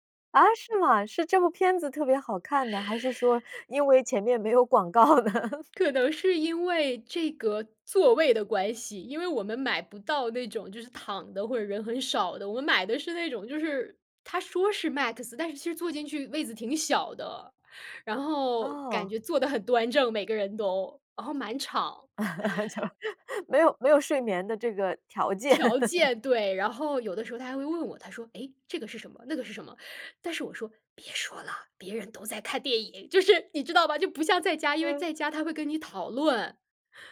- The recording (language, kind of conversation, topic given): Chinese, podcast, 你更喜欢在电影院观影还是在家观影？
- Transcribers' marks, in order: laughing while speaking: "广告呢？"; chuckle; laugh; laughing while speaking: "就"; laugh; put-on voice: "别说了，别人都在看电影"